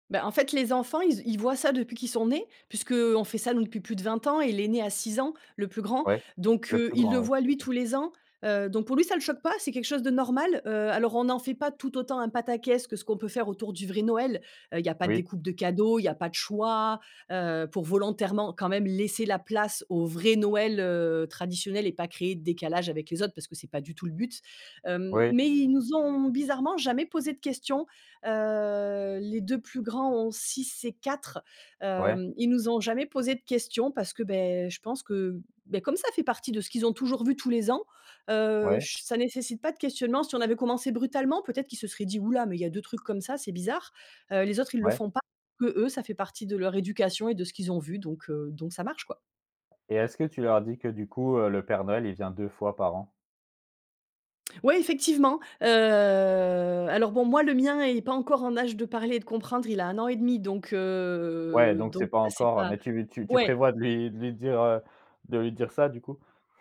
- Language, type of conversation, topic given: French, podcast, Peux-tu raconter une tradition familiale liée au partage des repas ?
- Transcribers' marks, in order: stressed: "vrai"; other background noise; drawn out: "heu"; drawn out: "heu"